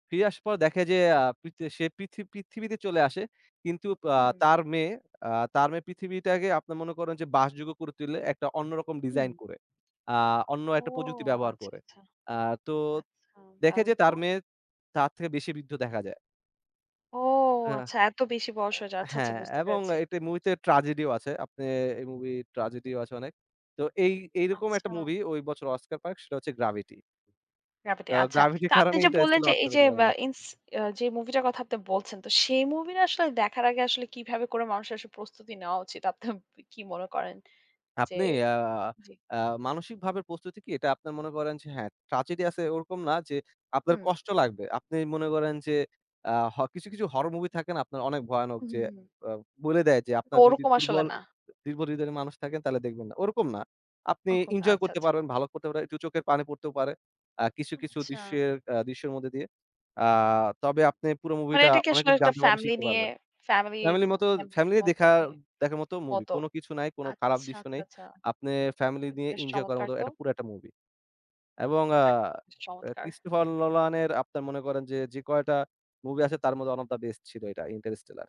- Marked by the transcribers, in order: "ট্র্যাজেডি" said as "ট্রাজেডি"; "ট্র্যাজেডি" said as "ট্রাজেডি"; laughing while speaking: "Gravity এর কারণে"; laughing while speaking: "আপনি"; "ট্র্যাজেডি" said as "ট্রাজেডি"; unintelligible speech; in English: "ওয়ান ওফ দ্যা বেস্ট"
- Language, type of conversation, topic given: Bengali, podcast, কোন সিনেমাটি তোমার জীবন বা দৃষ্টিভঙ্গি বদলে দিয়েছে, আর কেন?